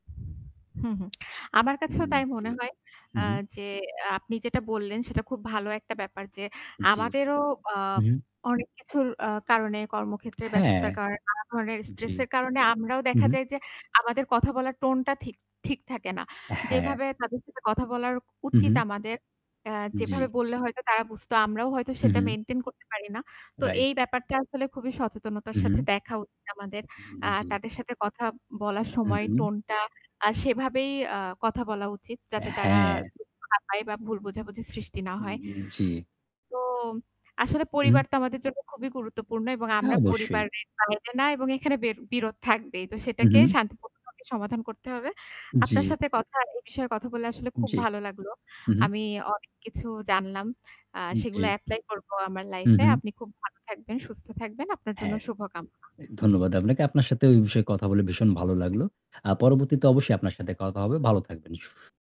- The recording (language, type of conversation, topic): Bengali, unstructured, পরিবারের সঙ্গে বিরোধ হলে আপনি কীভাবে শান্তি বজায় রাখেন?
- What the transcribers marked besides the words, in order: static; tongue click; in English: "স্ট্রেস"; in English: "মেইনটেইন"; distorted speech; horn; in English: "এপ্লাই"